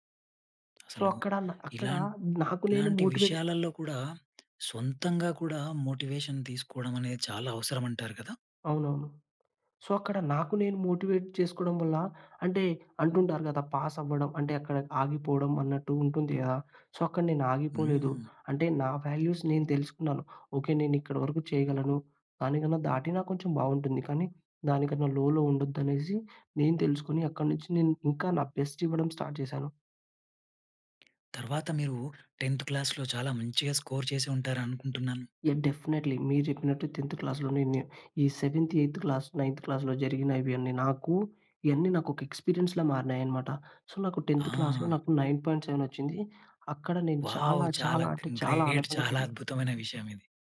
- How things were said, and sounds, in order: in English: "సో"; in English: "మోటివేట్"; tapping; in English: "మోటివేషన్"; in English: "సో"; in English: "మోటివేట్"; in English: "పాస్"; in English: "సో"; in English: "వాల్యూస్"; other background noise; in English: "లోలో"; in English: "బెస్ట్"; in English: "స్టార్ట్"; in English: "టెన్త్ క్లాస్‌లో"; in English: "స్కోర్"; in English: "డెఫినైట్లీ"; in English: "టెన్త్ క్లాస్‌లో"; in English: "సెవెంత్, ఎయిత్ క్లాస్, నైన్త్ క్లాస్‌లో"; in English: "ఎక్స్పీరియన్స్‌లా"; in English: "సో"; in English: "టెన్త్ క్లాస్‌లో"; in English: "నైన్ పాయింట్ సెవెన్"; in English: "వావ్!"; in English: "గ్‌న్ గ్రేట్"; in English: "ఫీల్"
- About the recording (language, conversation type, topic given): Telugu, podcast, మీ పని ద్వారా మీరు మీ గురించి ఇతరులు ఏమి తెలుసుకోవాలని కోరుకుంటారు?